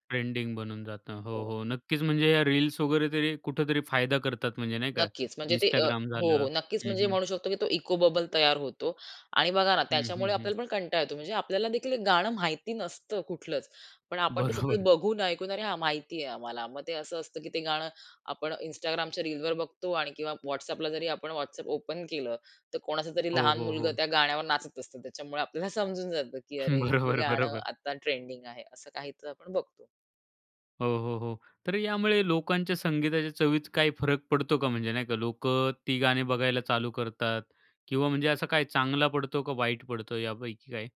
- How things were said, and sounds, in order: in English: "इको"; laughing while speaking: "बरोबर"; in English: "ओपन"; tapping; laughing while speaking: "समजून जातं"; laughing while speaking: "बरोबर, बरोबर"
- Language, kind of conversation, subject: Marathi, podcast, अल्गोरिदमच्या शिफारशींमुळे तुला किती नवी गाणी सापडली?